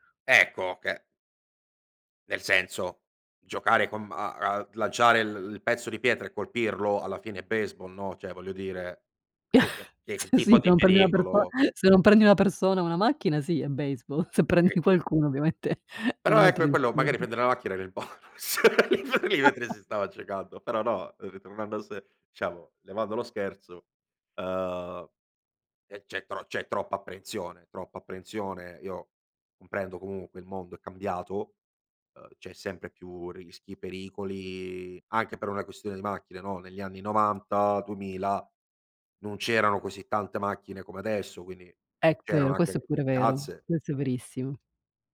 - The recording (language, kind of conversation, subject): Italian, podcast, Che giochi di strada facevi con i vicini da piccolo?
- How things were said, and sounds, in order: "cioè" said as "ceh"; giggle; unintelligible speech; laughing while speaking: "se"; unintelligible speech; other background noise; chuckle; laughing while speaking: "bonus poi lì"